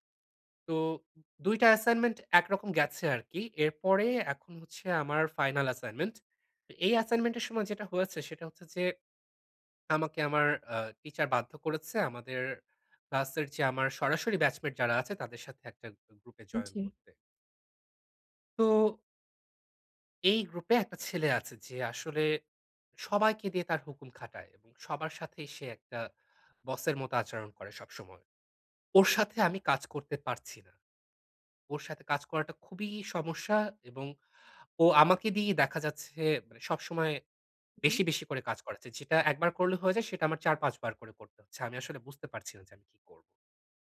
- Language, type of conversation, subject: Bengali, advice, আমি কীভাবে দলগত চাপের কাছে নতি না স্বীকার করে নিজের সীমা নির্ধারণ করতে পারি?
- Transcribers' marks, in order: none